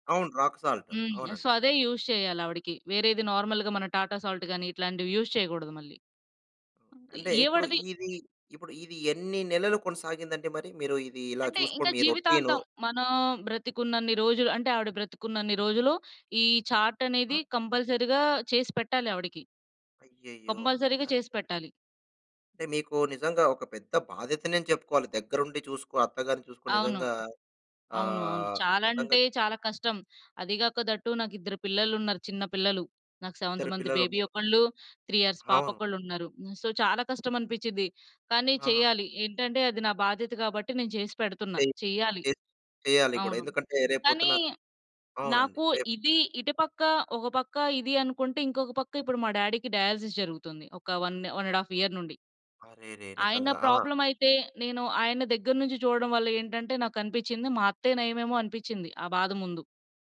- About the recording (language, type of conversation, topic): Telugu, podcast, పెద్దవారిని సంరక్షించేటపుడు మీ దినచర్య ఎలా ఉంటుంది?
- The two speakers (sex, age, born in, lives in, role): female, 25-29, India, India, guest; male, 35-39, India, India, host
- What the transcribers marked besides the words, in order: in English: "రాక్ సాల్ట్"; in English: "సో"; in English: "యూజ్"; in English: "నార్మల్‌గా"; in English: "సాల్ట్"; in English: "యూజ్"; other noise; in English: "కంపల్సరీగా"; in English: "కంపల్సరీగా"; other background noise; in English: "దట్ టూ"; in English: "సెవెంత్ మంత్ బేబీ"; in English: "త్రీ ఇయర్స్ పాప"; in English: "సో"; in English: "డాడీకి డయాలిసిస్"; in English: "వన్ వన్ అండ్ హాఫ్ ఇయర్"